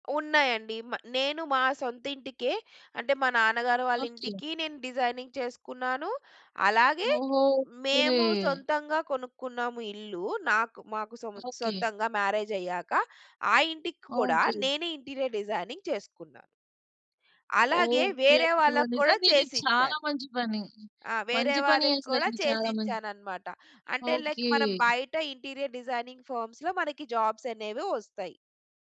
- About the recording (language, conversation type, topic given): Telugu, podcast, చదువు ఎంపిక నీ జీవితాన్ని ఎలా మార్చింది?
- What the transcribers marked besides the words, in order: in English: "డిజైనింగ్"; in English: "మ్యారేజ్"; in English: "ఇంటీరియర్ డిజైనింగ్"; in English: "లైక్"; in English: "ఇంటీరియర్ డిజైనింగ్ ఫర్మ్స్‌లో"